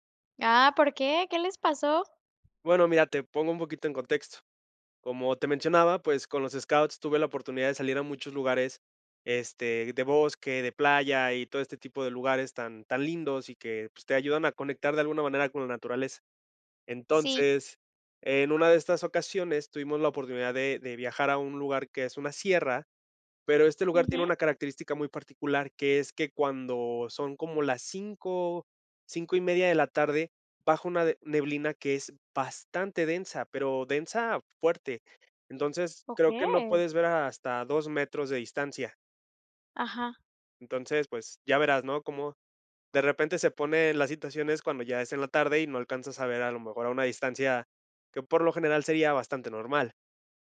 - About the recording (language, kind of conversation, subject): Spanish, podcast, ¿Cuál es una aventura al aire libre que nunca olvidaste?
- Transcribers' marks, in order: none